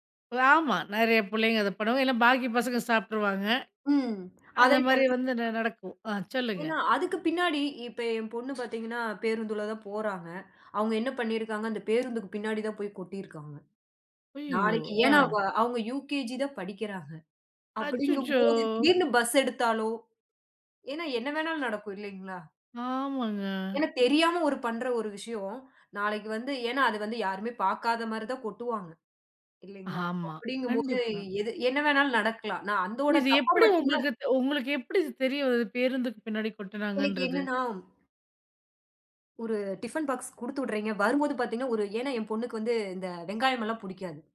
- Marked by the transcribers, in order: other noise; other background noise; sad: "அய்யயோ"
- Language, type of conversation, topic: Tamil, podcast, பிள்ளைகளுடன் நேர்மையான உரையாடலை நீங்கள் எப்படி தொடங்குவீர்கள்?